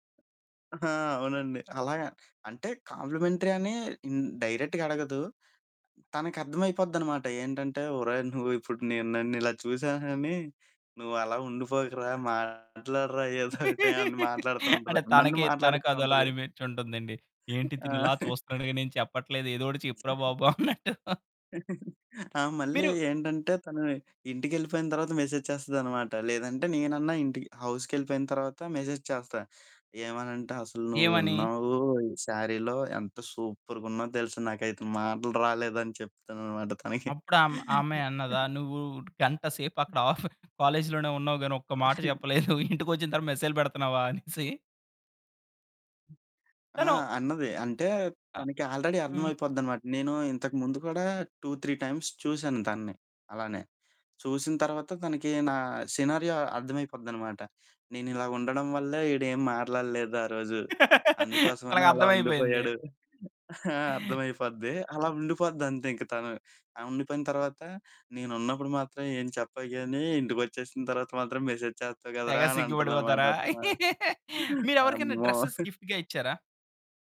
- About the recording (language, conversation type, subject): Telugu, podcast, మీకు మీకంటూ ఒక ప్రత్యేక శైలి (సిగ్నేచర్ లుక్) ఏర్పరుచుకోవాలనుకుంటే, మీరు ఎలా మొదలు పెడతారు?
- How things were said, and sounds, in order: other background noise; in English: "కాంప్లిమెంటరీ"; in English: "డైరెక్ట్‌గా"; distorted speech; laugh; chuckle; laughing while speaking: "అన్నట్టు"; chuckle; in English: "మెసేజ్"; in English: "మెసేజ్"; in English: "సూపర్‌గా"; chuckle; laughing while speaking: "చెప్పలేదు. ఇంటికొచ్చిన తరువాత"; chuckle; in English: "ఆల్రెడీ"; in English: "టూ త్రీ టైమ్స్"; in English: "సినారియో"; laugh; in English: "మెసేజ్"; chuckle; in English: "డ్రెసెస్ గిఫ్ట్‌గా"; laughing while speaking: "అమ్మో!"